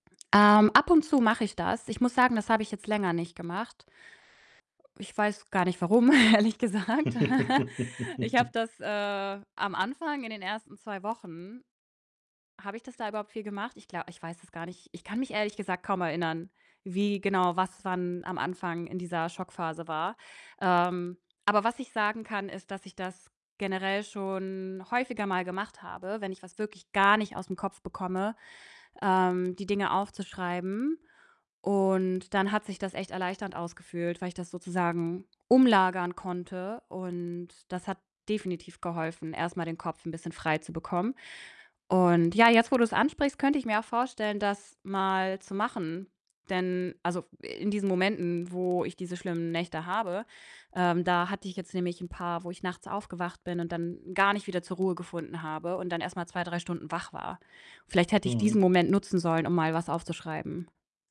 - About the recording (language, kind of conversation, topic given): German, advice, Wie kann ich mich abends vor dem Einschlafen besser entspannen?
- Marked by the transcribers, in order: distorted speech; laughing while speaking: "ehrlich gesagt"; laugh; giggle; stressed: "gar"; "angefühlt" said as "ausgefühlt"